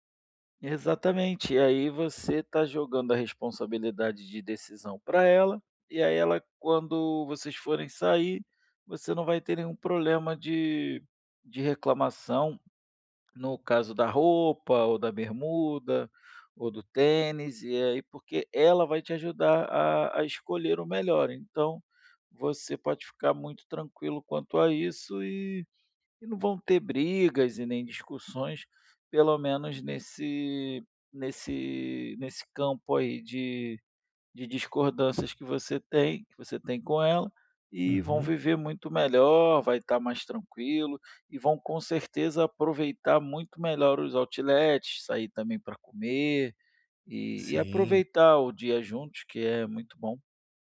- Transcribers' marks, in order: none
- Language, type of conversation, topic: Portuguese, advice, Como posso encontrar roupas que me sirvam bem e combinem comigo?